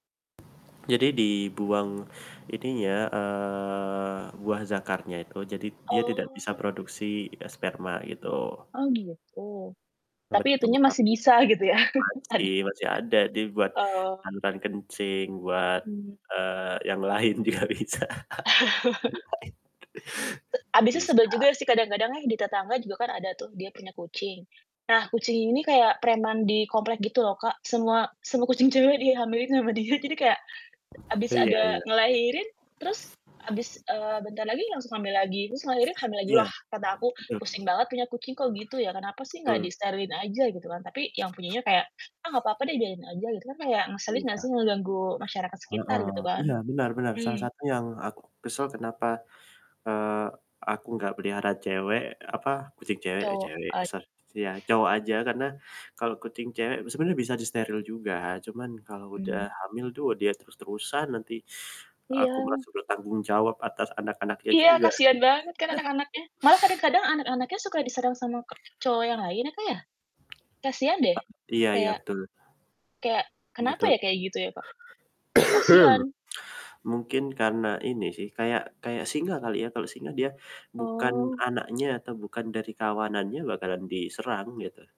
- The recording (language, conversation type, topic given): Indonesian, unstructured, Bagaimana hewan peliharaan dapat membantu mengurangi rasa kesepian?
- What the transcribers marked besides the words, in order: static; other background noise; drawn out: "eee"; distorted speech; laughing while speaking: "ya, ada"; laughing while speaking: "lain juga bisa, yang lain"; laugh; laughing while speaking: "dia"; chuckle; teeth sucking; chuckle; cough